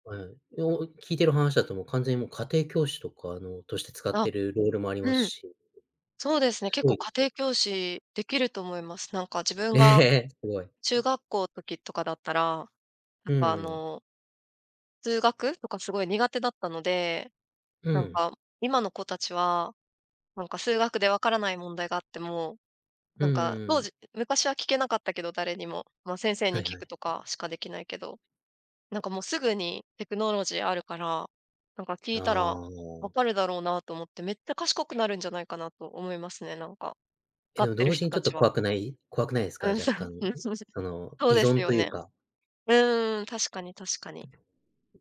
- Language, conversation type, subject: Japanese, podcast, 普段、どのような場面でAIツールを使っていますか？
- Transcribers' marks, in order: tapping